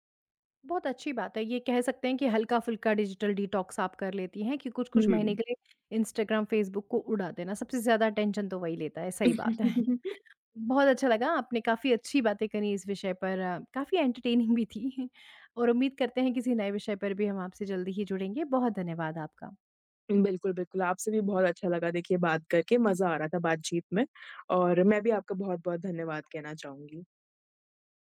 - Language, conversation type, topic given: Hindi, podcast, सोशल मीडिया देखने से आपका मूड कैसे बदलता है?
- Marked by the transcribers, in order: in English: "अटेंशन"; chuckle; in English: "एंटरटेनिंग"; laughing while speaking: "भी थी"; tapping